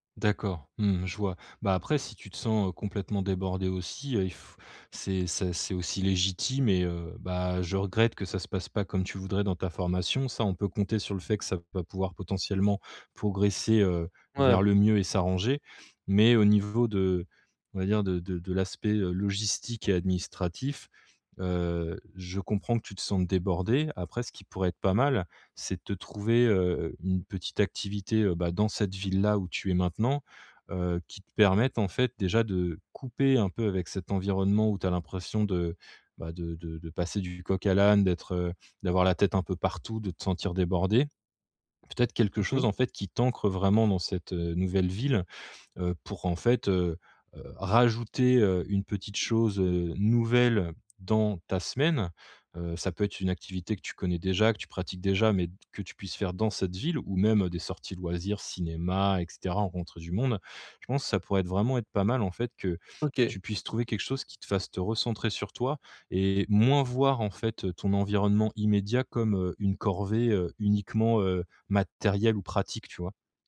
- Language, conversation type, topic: French, advice, Comment s’adapter à un déménagement dans une nouvelle ville loin de sa famille ?
- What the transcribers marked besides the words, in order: other background noise